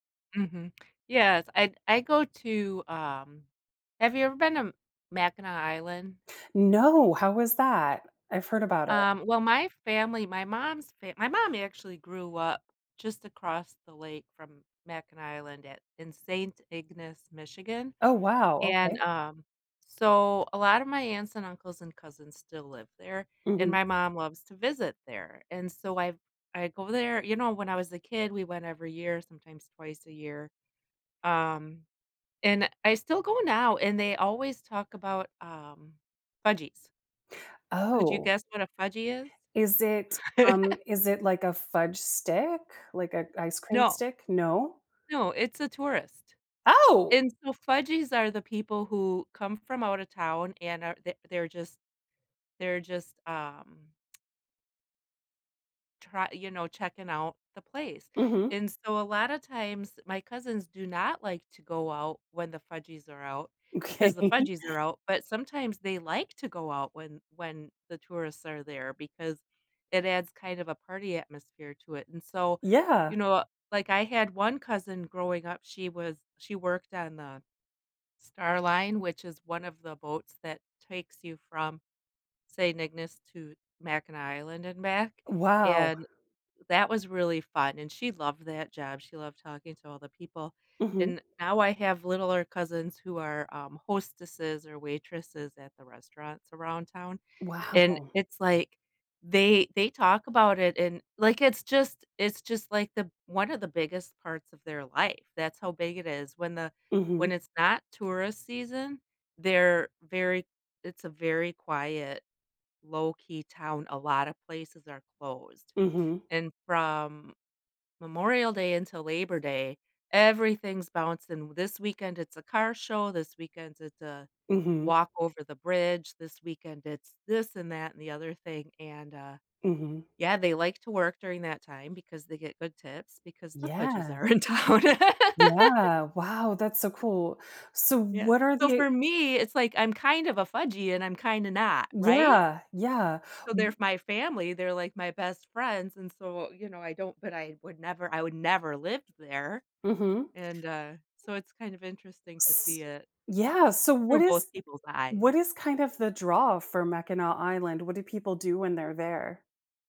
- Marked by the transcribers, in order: other background noise; laugh; surprised: "Oh!"; tsk; laughing while speaking: "Okay"; laughing while speaking: "are in town"; laugh
- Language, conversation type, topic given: English, unstructured, How can I avoid tourist traps without missing highlights?
- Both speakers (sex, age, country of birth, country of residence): female, 45-49, United States, United States; female, 50-54, United States, United States